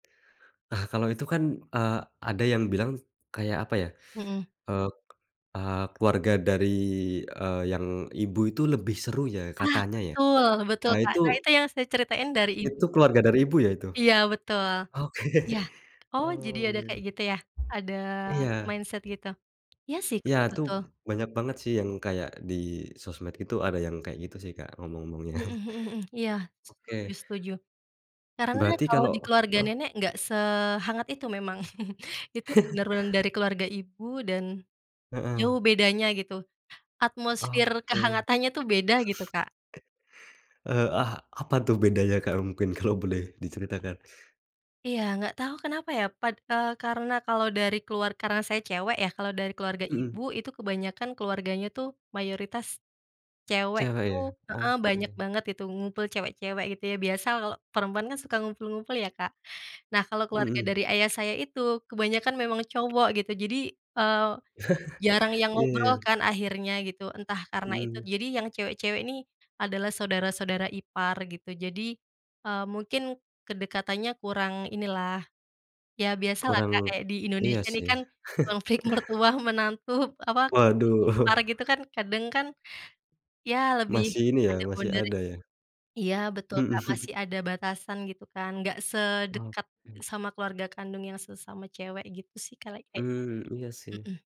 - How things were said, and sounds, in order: other background noise; laughing while speaking: "Oke"; in English: "mindset"; tapping; chuckle; chuckle; laughing while speaking: "kalo boleh"; chuckle; chuckle; laughing while speaking: "konflik mertua, menantu"; chuckle; in English: "boundaries"; chuckle
- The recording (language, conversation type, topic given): Indonesian, podcast, Apa momen keluarga yang paling hangat menurutmu?